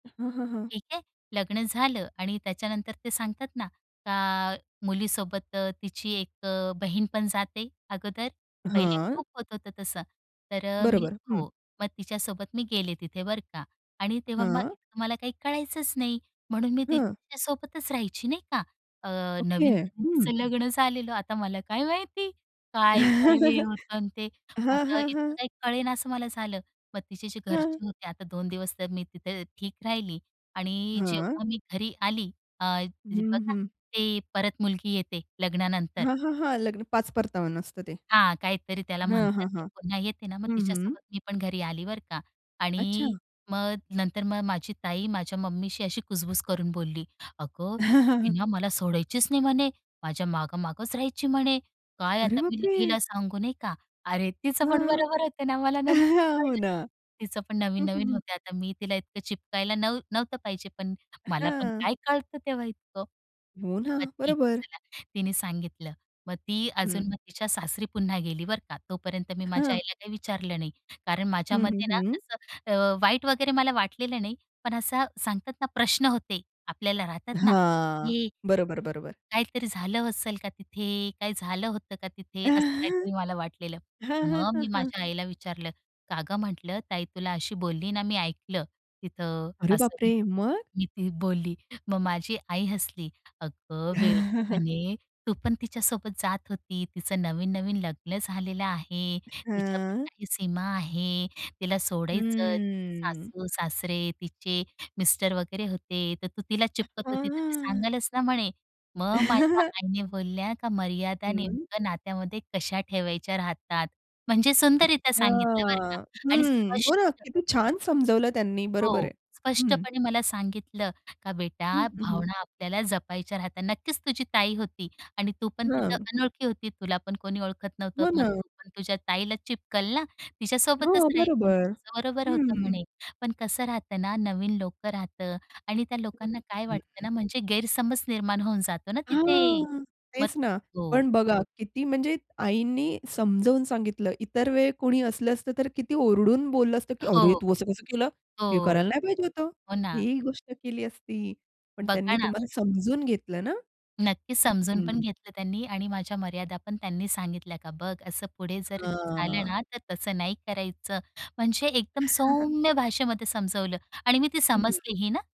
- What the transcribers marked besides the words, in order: other background noise; tapping; put-on voice: "आता मला काय माहिती?"; chuckle; chuckle; surprised: "अरे बाप रे!"; laughing while speaking: "तीचं पण बरोबर होतं ना मला नंतर कळलं"; chuckle; laugh; anticipating: "अरे बाप रे!"; laugh; drawn out: "हं"; laugh; drawn out: "अच्छा"; background speech; laugh
- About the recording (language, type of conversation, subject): Marathi, podcast, संबंधांमध्ये मर्यादा तुम्ही कशा ठरवता आणि पाळता?